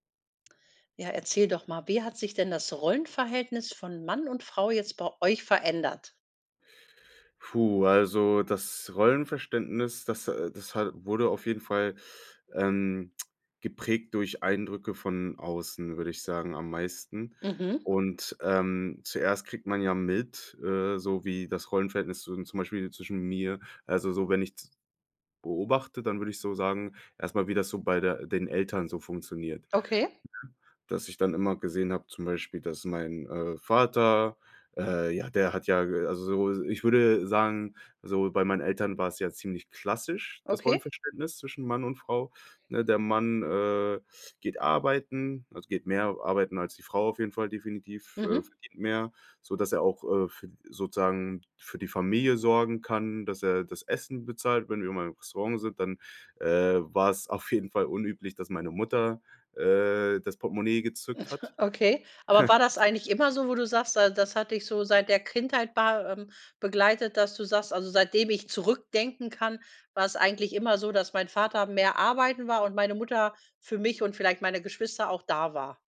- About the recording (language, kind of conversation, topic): German, podcast, Wie hat sich euer Rollenverständnis von Mann und Frau im Laufe der Zeit verändert?
- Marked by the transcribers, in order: unintelligible speech; chuckle; other background noise